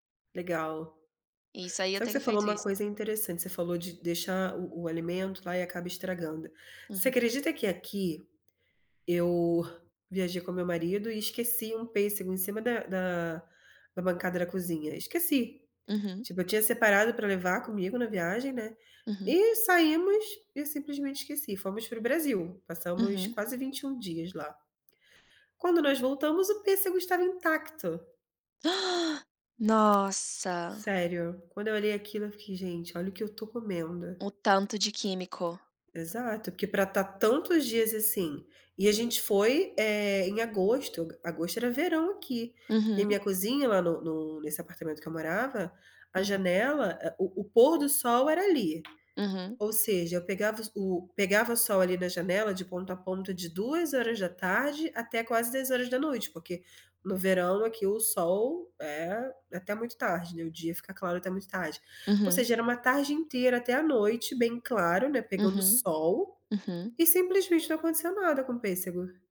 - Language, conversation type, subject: Portuguese, unstructured, Qual é a sua receita favorita para um jantar rápido e saudável?
- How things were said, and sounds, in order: gasp; surprised: "Nossa"; tapping